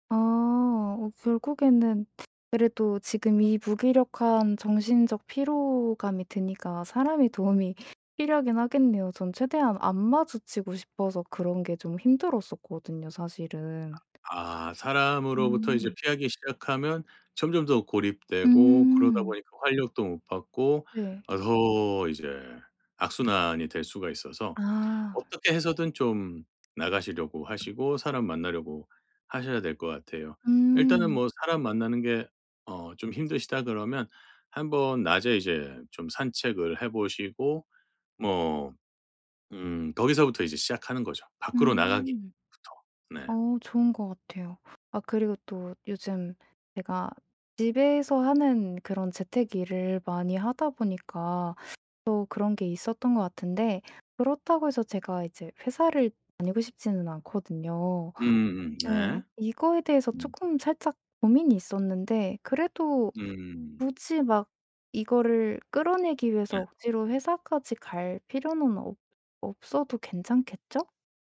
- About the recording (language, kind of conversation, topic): Korean, advice, 정신적 피로 때문에 깊은 집중이 어려울 때 어떻게 회복하면 좋을까요?
- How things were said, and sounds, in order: other background noise; tapping; background speech